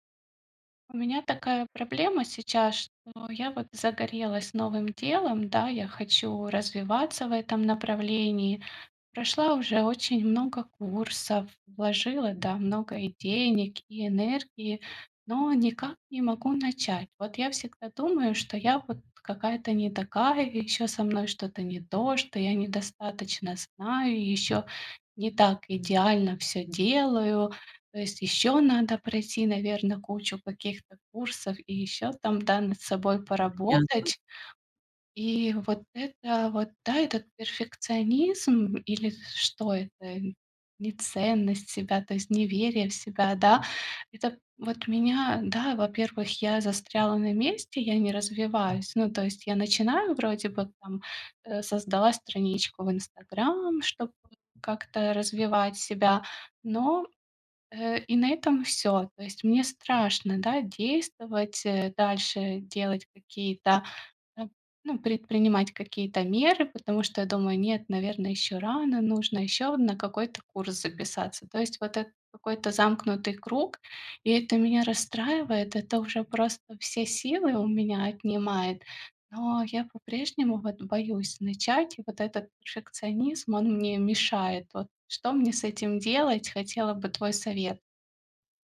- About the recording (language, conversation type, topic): Russian, advice, Что делать, если из-за перфекционизма я чувствую себя ничтожным, когда делаю что-то не идеально?
- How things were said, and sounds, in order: none